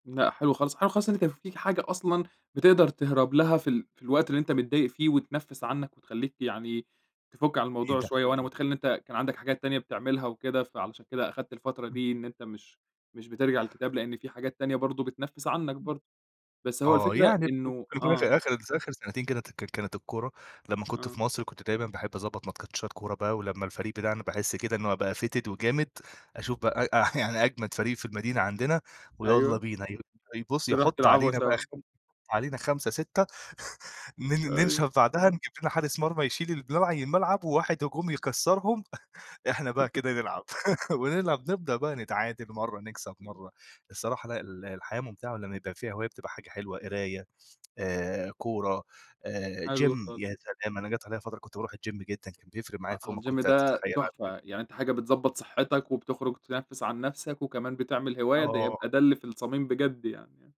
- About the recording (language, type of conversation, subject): Arabic, podcast, إيه أبسط نصيحة ممكن تدهالنا عشان نرجّع الهواية تاني بعد ما بطّلناها فترة؟
- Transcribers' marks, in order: unintelligible speech; unintelligible speech; unintelligible speech; in English: "ماتكاتشات"; "ماتشات" said as "ماتكاتشات"; in English: "fitted"; laugh; tapping; chuckle; unintelligible speech; chuckle; laugh; other background noise; in English: "جيم"; in English: "الجيم"; in English: "الجيم"